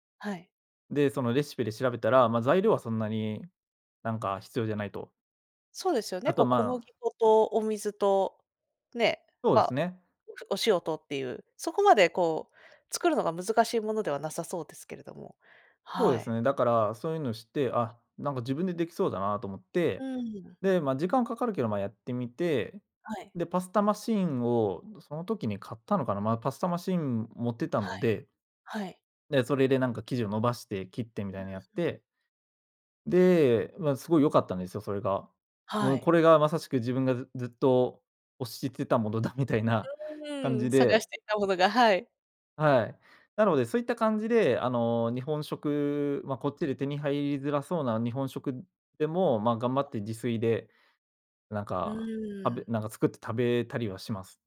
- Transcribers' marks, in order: unintelligible speech; other background noise; unintelligible speech; tapping
- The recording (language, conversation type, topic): Japanese, podcast, 普段、食事の献立はどのように決めていますか？